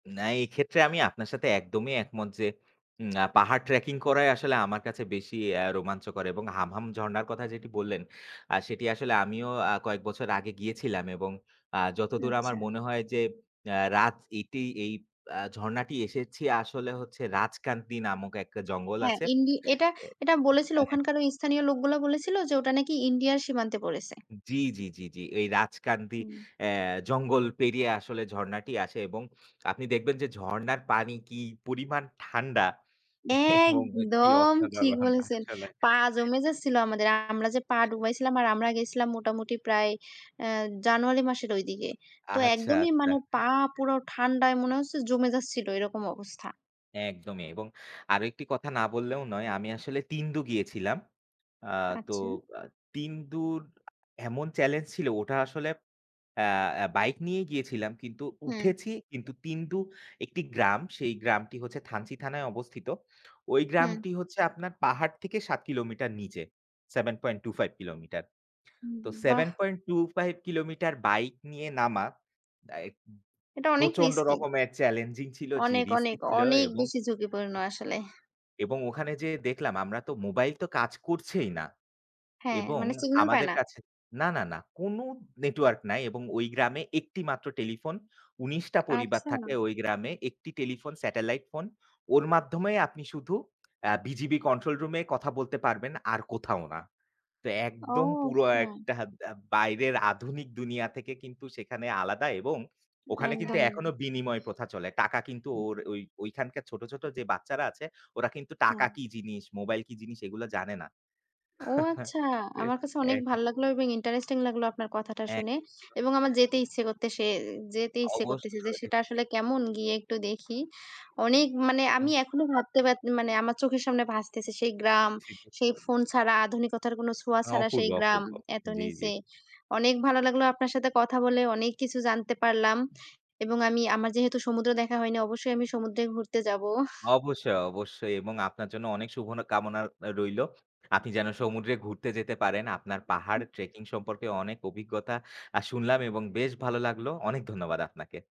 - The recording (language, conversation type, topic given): Bengali, unstructured, আপনি কোনটি বেশি পছন্দ করেন: পাহাড়ে ভ্রমণ নাকি সমুদ্র সৈকতে ভ্রমণ?
- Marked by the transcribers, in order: tapping; other background noise; laughing while speaking: "এবং কি অসাধারণ আসলে"; bird; alarm; background speech; chuckle; "শুভ" said as "শুভনা"